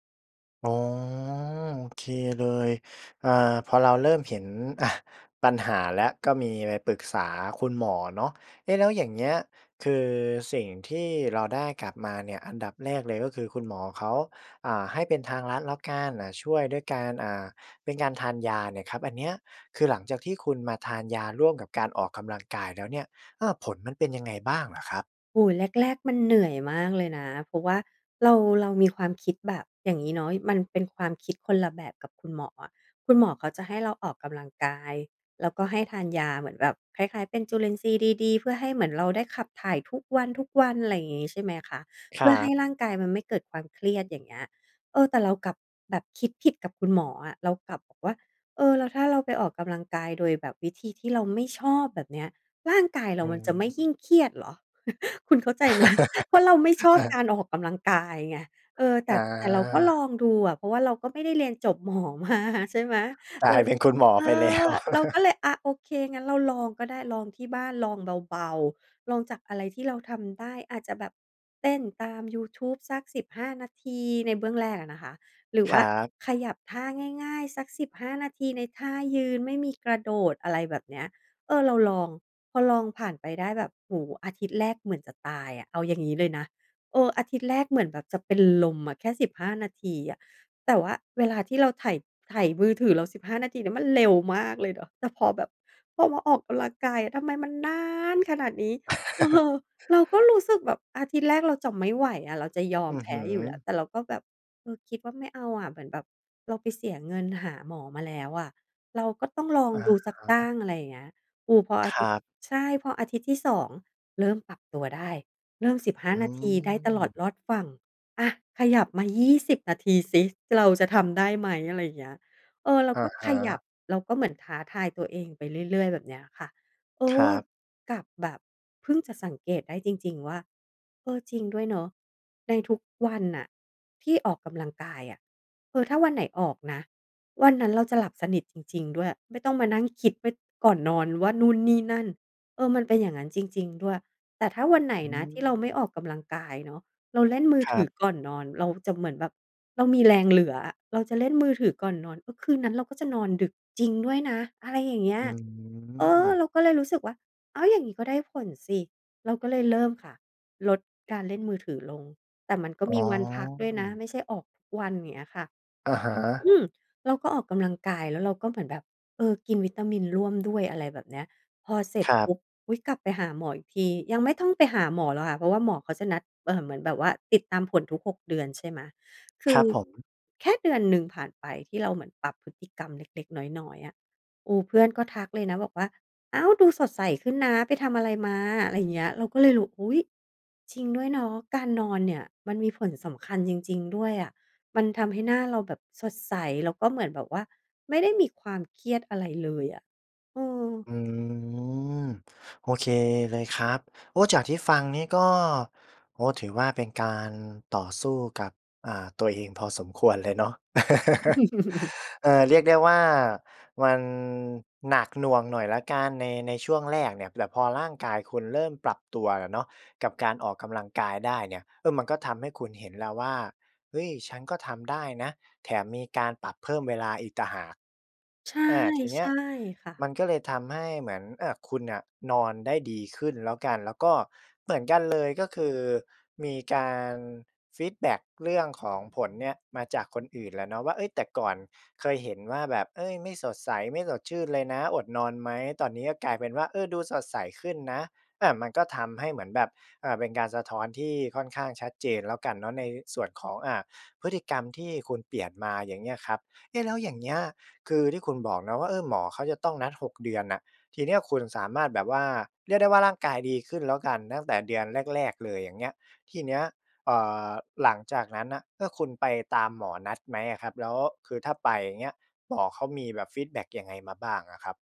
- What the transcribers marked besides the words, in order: tapping; drawn out: "อ๋อ"; stressed: "เหนื่อย"; laugh; laughing while speaking: "เออ"; chuckle; laughing while speaking: "คุณเข้าใจไหม"; other background noise; laughing while speaking: "กลายเป็นคุณหมอไปแล้ว"; laughing while speaking: "หมอมา ใช่ไหม"; chuckle; stressed: "เร็ว"; laughing while speaking: "แต่พอแบบ พอมาออกกำลังกาย"; stressed: "นาน"; chuckle; laughing while speaking: "เออ"; stressed: "เออ"; stressed: "เออ"; drawn out: "อืม"; drawn out: "อืม"; chuckle; chuckle
- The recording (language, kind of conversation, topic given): Thai, podcast, การนอนของคุณส่งผลต่อความเครียดอย่างไรบ้าง?